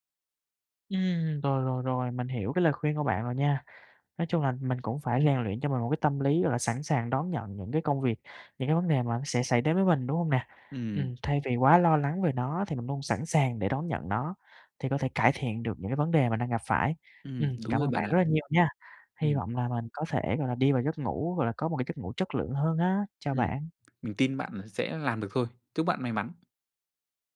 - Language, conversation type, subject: Vietnamese, advice, Vì sao tôi khó ngủ và hay trằn trọc suy nghĩ khi bị căng thẳng?
- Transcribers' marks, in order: tapping